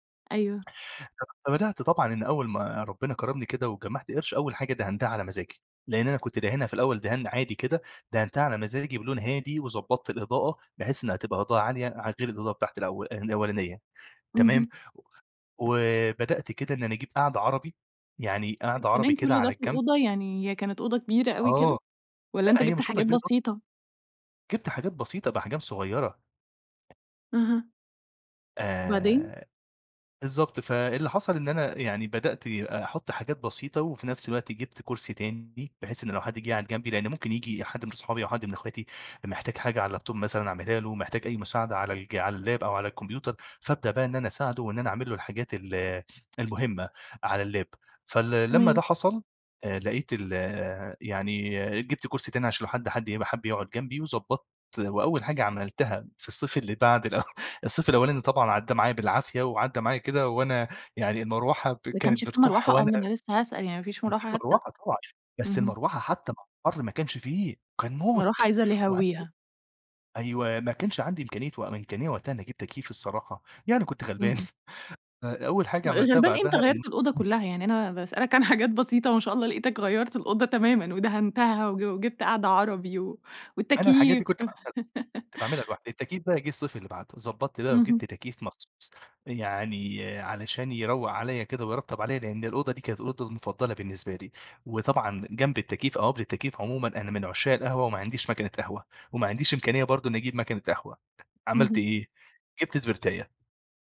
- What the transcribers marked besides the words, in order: unintelligible speech; other background noise; tapping; in English: "اللاب توب"; in English: "اللاب"; in English: "اللاب"; laugh; unintelligible speech; chuckle; laugh
- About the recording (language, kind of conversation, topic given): Arabic, podcast, إزاي تغيّر شكل قوضتك بسرعة ومن غير ما تصرف كتير؟